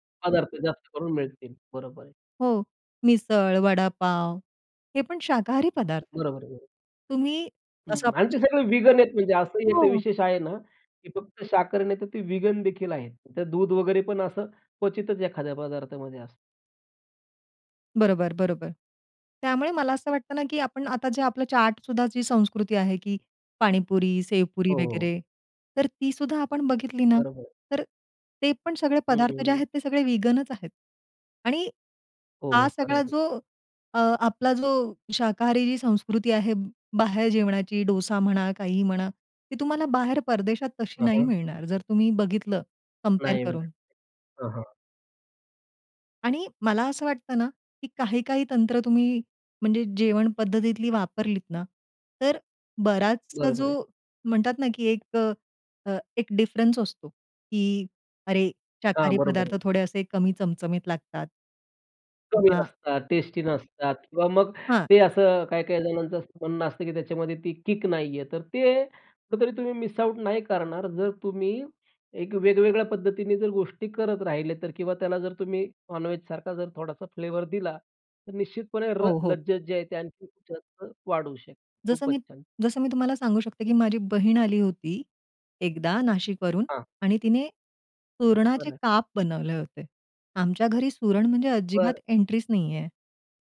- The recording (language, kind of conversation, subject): Marathi, podcast, शाकाहारी पदार्थांचा स्वाद तुम्ही कसा समृद्ध करता?
- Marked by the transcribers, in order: in English: "वीगन"; in English: "वीगनदेखील"; in English: "वीगनच"; unintelligible speech; in English: "मिस आउट"; in English: "फ्लेवर"